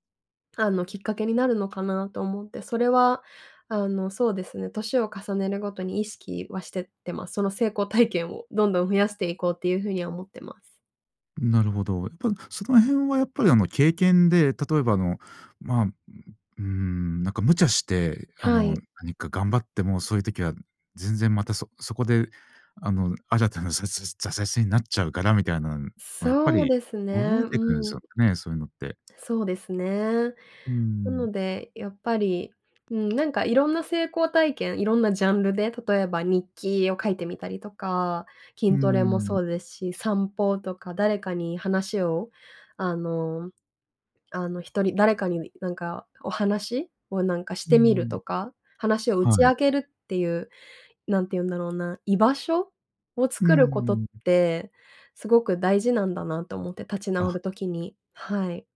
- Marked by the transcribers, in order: none
- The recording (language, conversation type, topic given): Japanese, podcast, 挫折から立ち直るとき、何をしましたか？